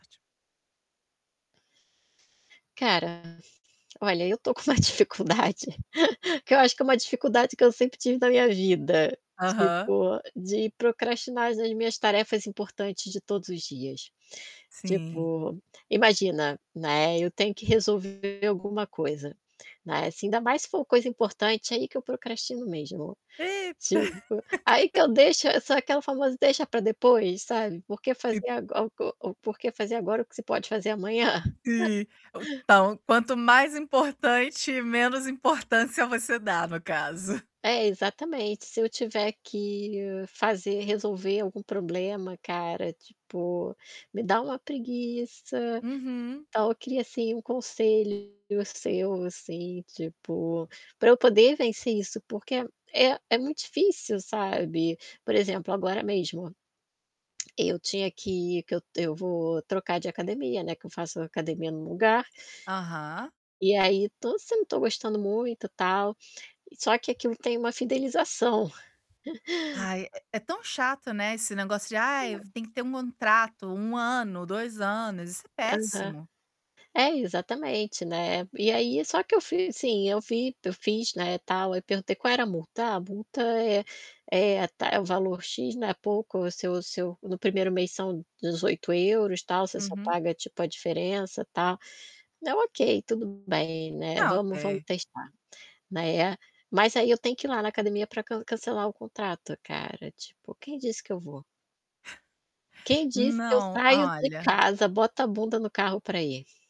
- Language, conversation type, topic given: Portuguese, advice, Como você procrastina tarefas importantes todos os dias?
- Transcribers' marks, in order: sneeze; static; distorted speech; laughing while speaking: "dificuldade"; laugh; tapping; laugh; other background noise; chuckle; laugh; unintelligible speech